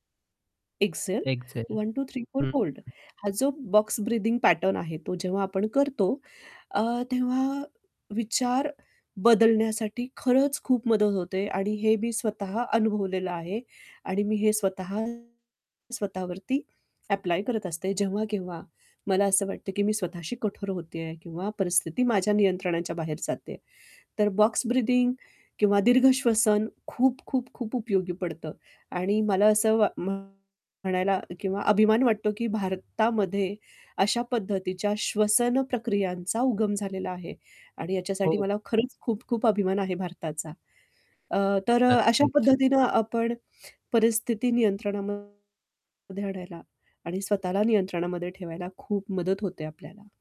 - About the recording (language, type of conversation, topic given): Marathi, podcast, स्वतःशी दयाळूपणे कसे वागावे?
- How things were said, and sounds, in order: in English: "एक्सेल"; "एक्सहेल" said as "एक्सेल"; static; in English: "एक्सेल"; "एक्सहेल" said as "एक्सेल"; tapping; "होल्ड" said as "फोल्ड"; in English: "बॉक्स ब्रीथिंग पॅटर्न"; distorted speech; in English: "बॉक्स ब्रीथिंग"; other background noise